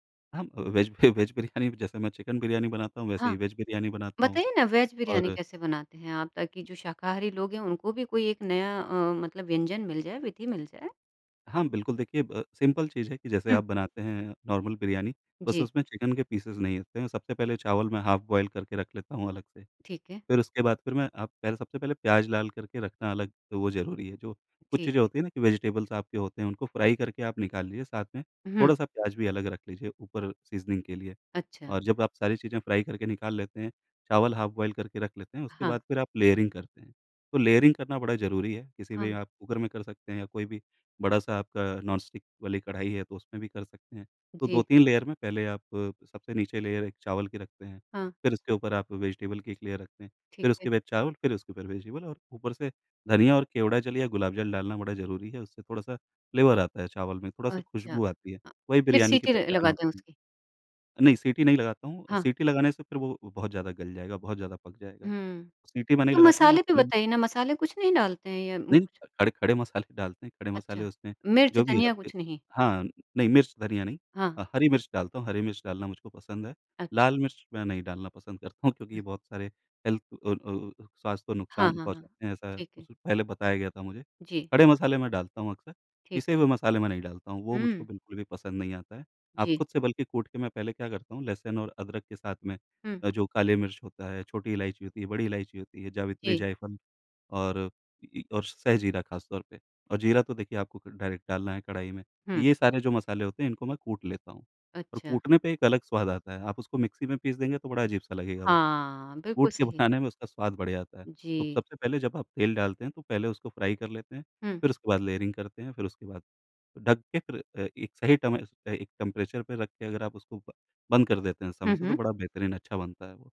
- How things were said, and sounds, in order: in English: "वेज"; laughing while speaking: "बि वेज बिरयानी"; in English: "वेज"; in English: "वेज"; in English: "वेज"; in English: "सिंपल"; in English: "नॉर्मल"; in English: "पीसेस"; in English: "हाफ़ बॉयल"; in English: "वेजिटेबल्स"; in English: "फ्राई"; in English: "सीज़निंग"; in English: "फ्राई"; in English: "हाफ़ बॉयल"; in English: "लेयरिंग"; in English: "लेयरिंग"; in English: "नॉन-स्टिक"; in English: "लेयर"; in English: "लेयर"; in English: "वेजिटेबल"; in English: "लेयर"; in English: "वेजिटेबल"; in English: "फ्लेवर"; in English: "क्लिंग"; laughing while speaking: "मसाले"; laughing while speaking: "हूँ"; in English: "हेल्थ"; in English: "डायरेक्ट"; laughing while speaking: "बनाने"; in English: "फ्राई"; in English: "लेयरिंग"; in English: "टेंपरेचर"
- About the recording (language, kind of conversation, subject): Hindi, podcast, ऑनलाइन संसाधन पुराने शौक को फिर से अपनाने में कितने मददगार होते हैं?